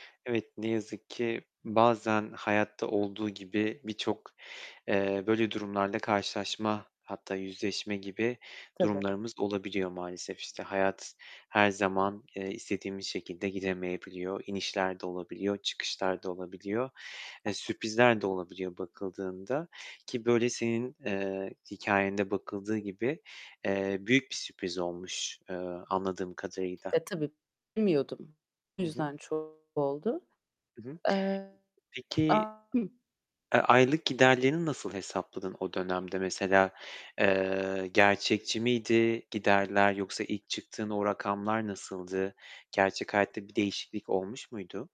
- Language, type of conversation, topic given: Turkish, podcast, Geçiş sürecinde finansal planlamanı nasıl yönettin?
- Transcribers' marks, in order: tapping; other background noise; unintelligible speech; distorted speech; unintelligible speech